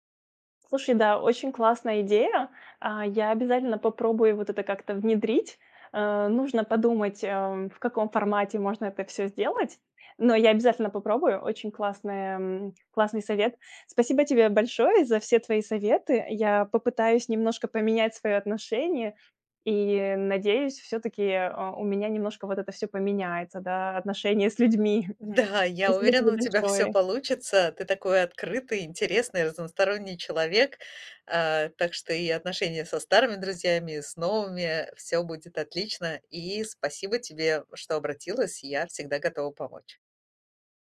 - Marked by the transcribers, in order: laughing while speaking: "отношение с людьми"
- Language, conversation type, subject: Russian, advice, Как заводить новые знакомства и развивать отношения, если у меня мало времени и энергии?